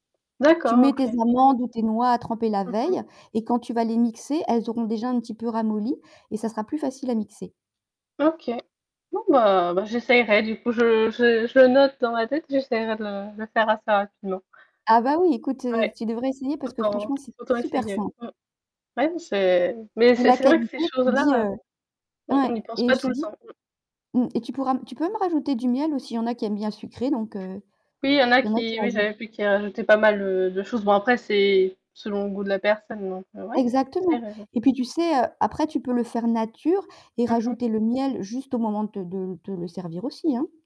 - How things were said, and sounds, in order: distorted speech; static; tapping
- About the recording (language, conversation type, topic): French, unstructured, Qu’est-ce qui fait, selon toi, un bon petit-déjeuner ?